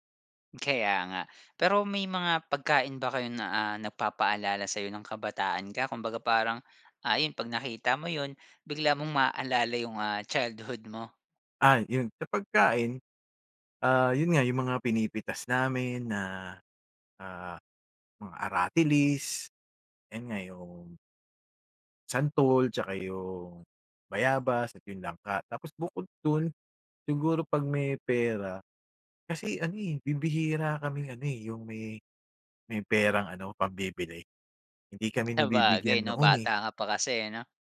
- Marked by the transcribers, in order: tapping
- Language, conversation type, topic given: Filipino, podcast, Ano ang paborito mong alaala noong bata ka pa?